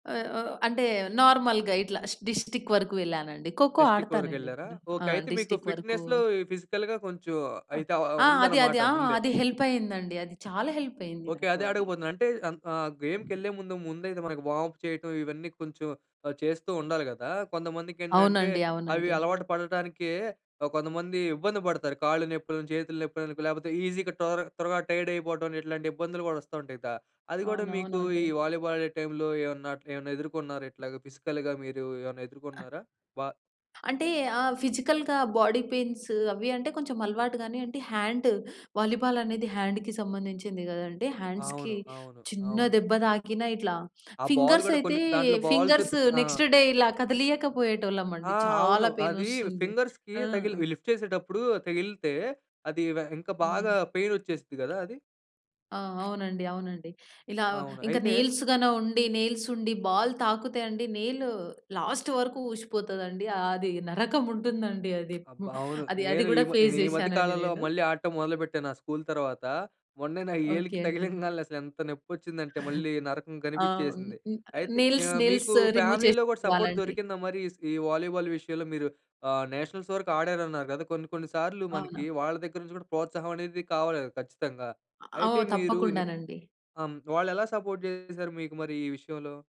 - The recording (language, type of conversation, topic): Telugu, podcast, కొత్త నైపుణ్యం నేర్చుకోవడానికి మీరు మొదటి అడుగు ఎలా వేశారు?
- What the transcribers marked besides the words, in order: in English: "నార్మల్‌గా"; in English: "డిస్ట్రిక్ట్"; in English: "డిస్ట్రిక్ట్"; in English: "డిస్ట్రిక్ట్"; in English: "ఫిట్‌నెస్‌లో"; in English: "ఫిజికల్‌గా"; other noise; in English: "హెల్ప్"; in English: "హెల్ప్"; other background noise; in English: "వార్మ్అప్"; in English: "ఈజీగా"; in English: "టైర్డ్"; in English: "టైమ్‌లో"; tapping; in English: "ఫిజికల్‌గా"; in English: "ఫిజికల్‌గా బాడీ పెయిన్స్"; in English: "హాండ్"; in English: "హ్యాండ్‌కి"; in English: "హ్యాండ్స్‌కి"; in English: "ఫింగర్స్"; in English: "బాల్"; in English: "ఫింగర్స్ నెక్స్ట్ డే"; in English: "బాల్స్"; in English: "ఫింగర్స్‌కి"; in English: "లిఫ్ట్"; in English: "పెయిన్"; in English: "నెయిల్స్"; in English: "నెయిల్స్"; in English: "బాల్"; in English: "నెయిల్ లాస్ట్"; in English: "ఫేస్"; giggle; in English: "నెయిల్స్ నెయిల్స్ రిమూవ్"; in English: "ఫ్యామిలీలో"; in English: "సపోర్ట్"; in English: "నేషనల్స్"; in English: "సపోర్ట్"